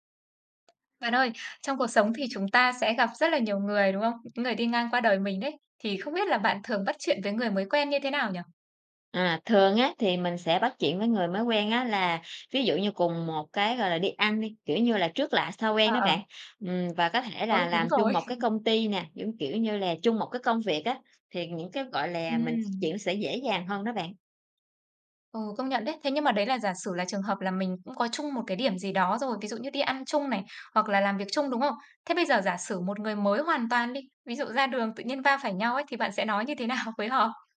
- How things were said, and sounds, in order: tapping; other background noise; laughing while speaking: "rồi"; laughing while speaking: "nào"
- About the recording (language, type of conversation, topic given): Vietnamese, podcast, Bạn bắt chuyện với người mới quen như thế nào?